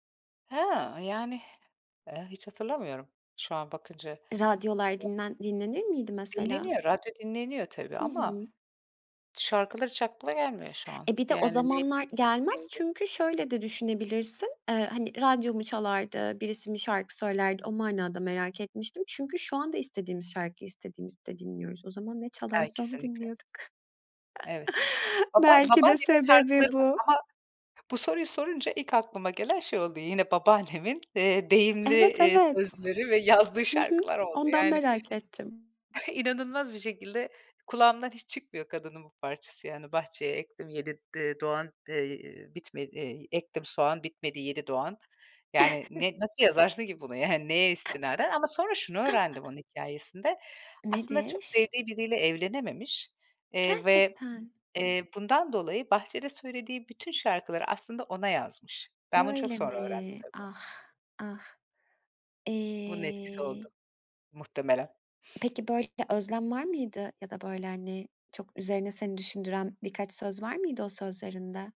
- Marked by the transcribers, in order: unintelligible speech; other background noise; chuckle; chuckle; chuckle; other noise
- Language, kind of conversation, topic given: Turkish, podcast, Müzik ile kimlik arasında nasıl bir ilişki vardır?